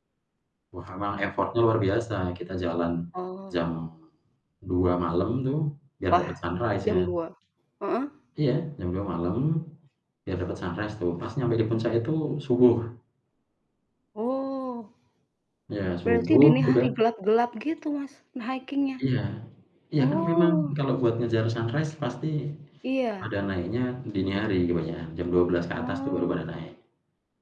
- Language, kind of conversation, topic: Indonesian, unstructured, Apa pendapatmu tentang berlibur di pantai dibandingkan di pegunungan?
- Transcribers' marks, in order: in English: "effort-nya"; in English: "sunrise-nya"; in English: "sunrise"; other background noise; in English: "sunrise"